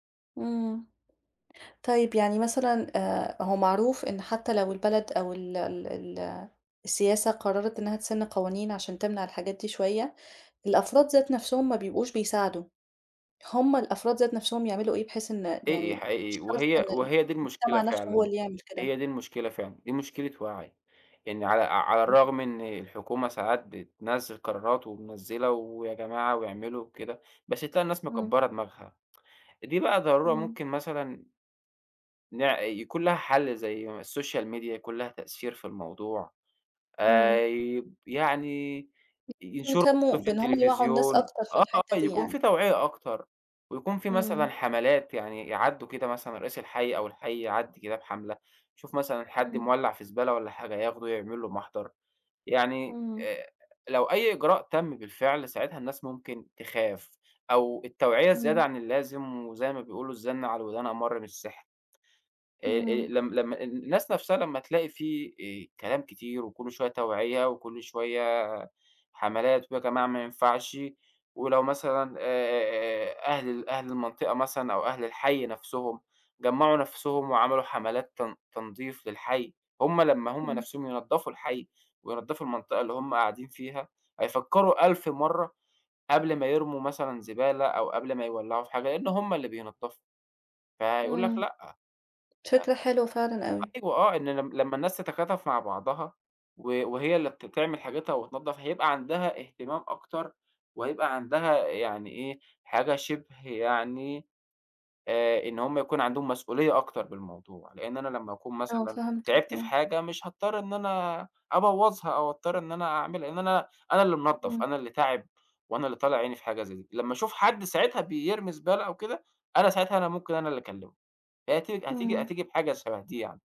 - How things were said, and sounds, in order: other background noise; tsk; in English: "السوشيال ميديا"; tapping; unintelligible speech
- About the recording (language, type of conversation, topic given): Arabic, podcast, إيه اللي ممكن نعمله لمواجهة التلوث؟